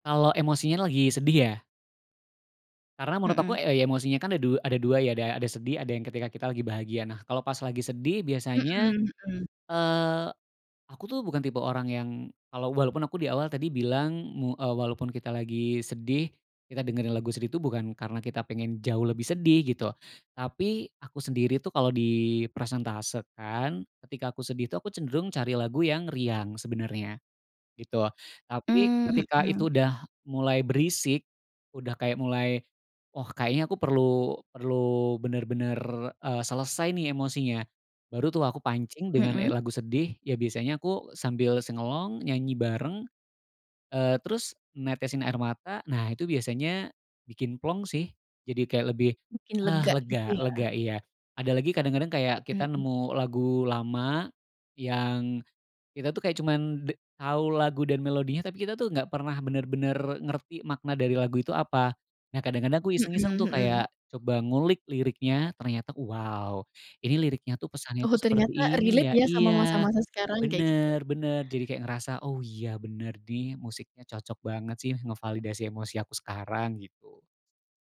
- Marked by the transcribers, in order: in English: "sing along"; in English: "relate"
- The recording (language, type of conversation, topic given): Indonesian, podcast, Bagaimana musik membantu kamu melewati masa sulit?